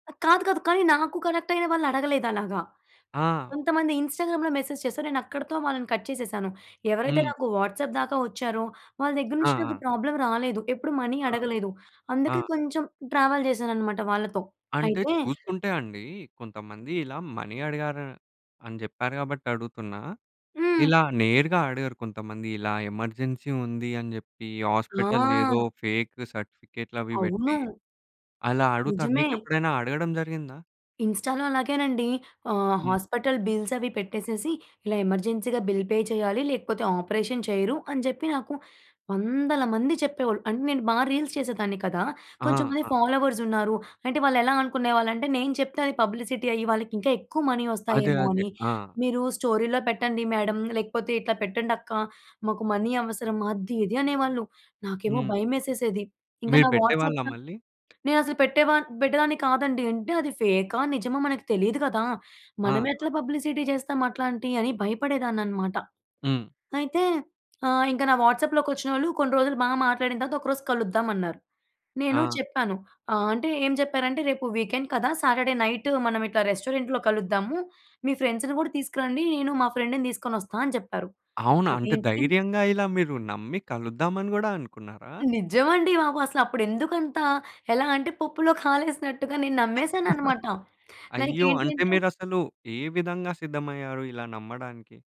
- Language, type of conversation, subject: Telugu, podcast, ఆన్‌లైన్‌లో పరిచయమైన మిత్రులను ప్రత్యక్షంగా కలవడానికి మీరు ఎలా సిద్ధమవుతారు?
- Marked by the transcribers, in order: in English: "కనెక్ట్"; in English: "ఇన్‌స్టాగ్రామ్‌లో మెసేజ్"; in English: "కట్"; in English: "వాట్సాప్"; in English: "ప్రాబ్లమ్"; in English: "మనీ"; in English: "ట్రావెల్"; tapping; in English: "మనీ"; in English: "ఎమర్జెన్సీ"; in English: "ఫేక్"; in English: "ఇన్‌స్టాలో"; in English: "హాస్పటల్"; in English: "ఎమర్జెన్సీగా బిల్ పే"; in English: "ఆపరేషన్"; in English: "రీల్స్"; in English: "పబ్లిసిటీ"; in English: "మనీ"; in English: "స్టోరీలో"; in English: "మ్యాడం"; in English: "మనీ"; in English: "వాట్సాప్"; in English: "పబ్లిసిటీ"; in English: "వీకెండ్"; in English: "సాటర్డే నైట్"; in English: "రెస్టారెంట్‍లో"; in English: "ఫ్రెండ్స్‌ని"; in English: "ఫ్రెండ్‌ని"; giggle; chuckle; in English: "లైక్"